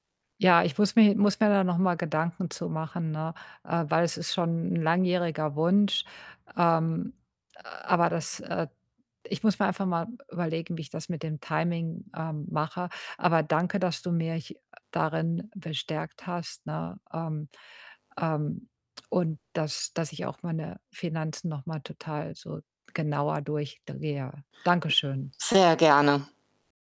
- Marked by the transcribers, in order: tapping; "mich" said as "mirch"; other background noise; mechanical hum
- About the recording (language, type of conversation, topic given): German, advice, Soll ich für einen großen Kauf sparen oder das Geld lieber jetzt ausgeben?